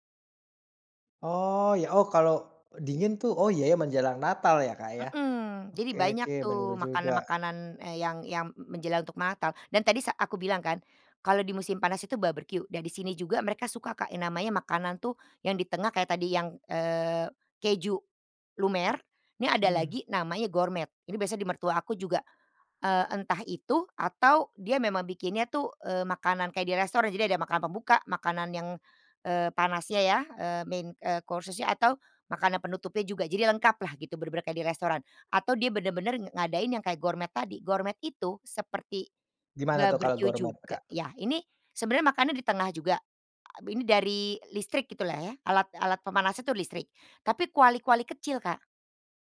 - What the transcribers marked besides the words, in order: in English: "main, eee, course-nya"; other background noise
- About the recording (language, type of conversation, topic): Indonesian, podcast, Bagaimana musim memengaruhi makanan dan hasil panen di rumahmu?